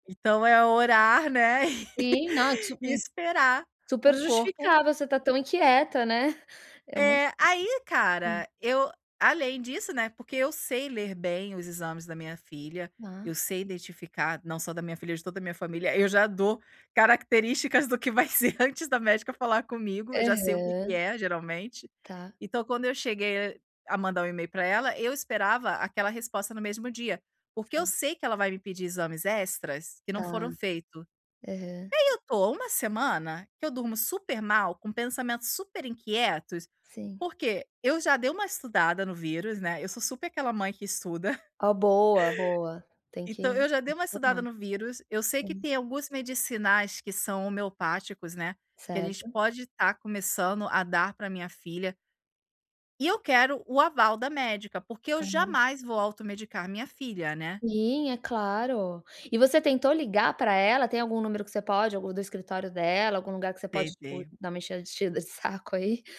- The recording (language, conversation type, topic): Portuguese, advice, Como posso parar pensamentos inquietos que me impedem de relaxar à noite?
- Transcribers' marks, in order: chuckle; other background noise; laughing while speaking: "estuda"; tapping